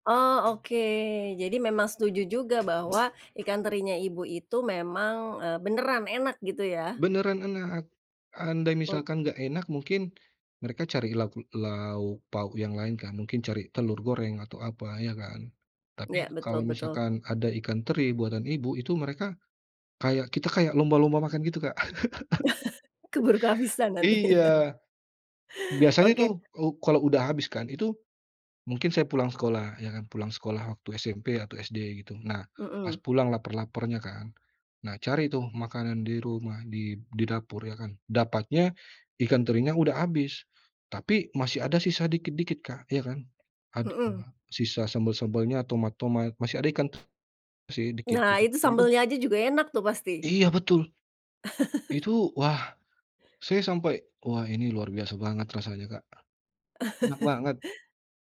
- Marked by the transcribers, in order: tapping; other background noise; laugh; laughing while speaking: "keburu kehabisan nanti"; laugh; laugh; chuckle
- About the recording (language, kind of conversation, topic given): Indonesian, podcast, Makanan apa yang selalu membuat kamu merasa seperti pulang?